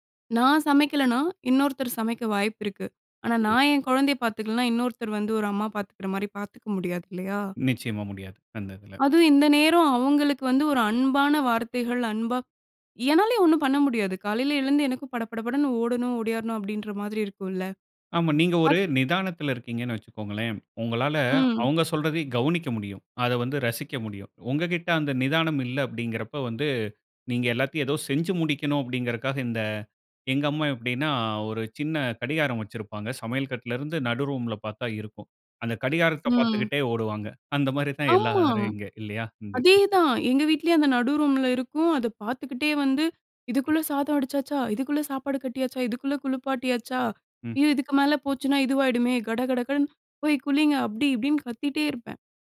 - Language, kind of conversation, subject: Tamil, podcast, பயணத்தில் நீங்கள் கற்றுக்கொண்ட முக்கியமான பாடம் என்ன?
- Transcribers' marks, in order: other noise